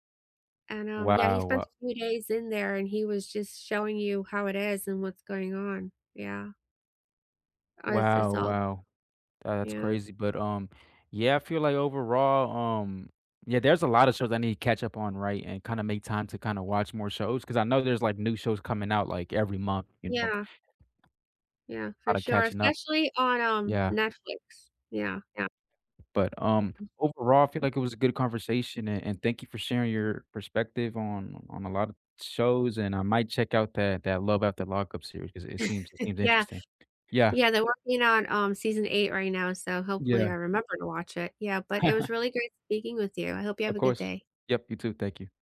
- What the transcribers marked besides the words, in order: tapping; other background noise; laugh; chuckle
- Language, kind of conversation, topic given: English, unstructured, What was the last show you binge-watched, and why did it hook you?
- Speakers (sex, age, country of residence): female, 45-49, United States; male, 20-24, United States